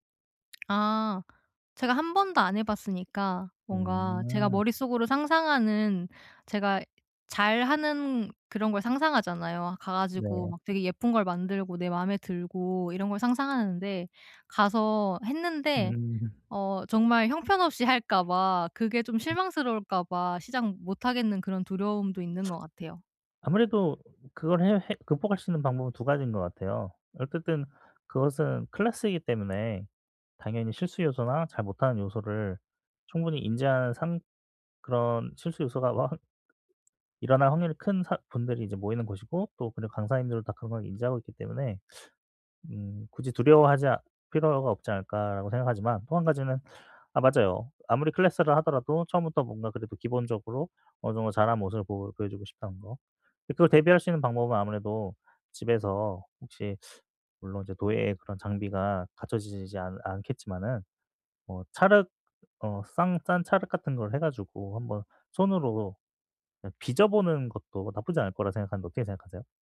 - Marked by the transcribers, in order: lip smack; other background noise; "싼" said as "쌍"
- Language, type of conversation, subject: Korean, advice, 새로운 취미를 시작하는 게 무서운데 어떻게 시작하면 좋을까요?